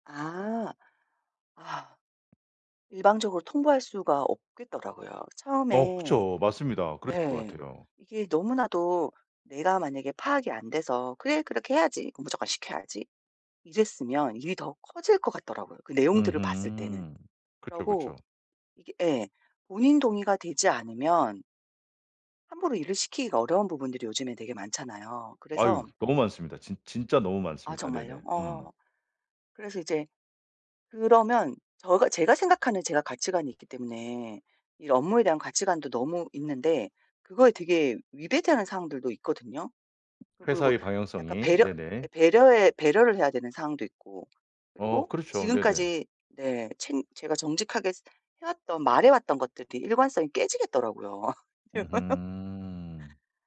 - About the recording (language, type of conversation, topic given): Korean, advice, 그룹에서 내 가치관을 지키면서도 대인관계를 원만하게 유지하려면 어떻게 해야 할까요?
- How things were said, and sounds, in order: other background noise; tapping; laugh